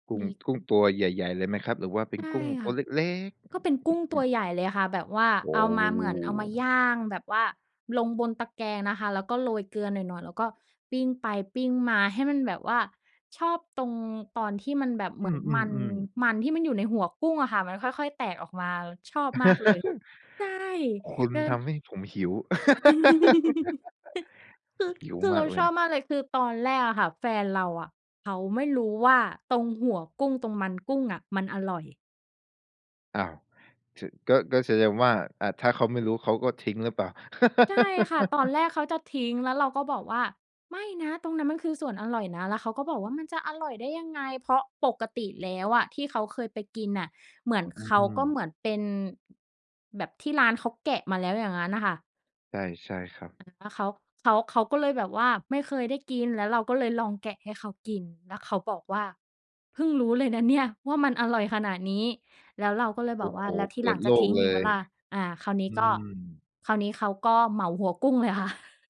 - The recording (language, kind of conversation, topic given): Thai, podcast, คุณมีเมนูตามประเพณีอะไรที่ทำเป็นประจำทุกปี และทำไมถึงทำเมนูนั้น?
- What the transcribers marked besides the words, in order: stressed: "เล็ก"; drawn out: "โอ้"; tapping; laugh; other background noise; giggle; laugh; laugh; chuckle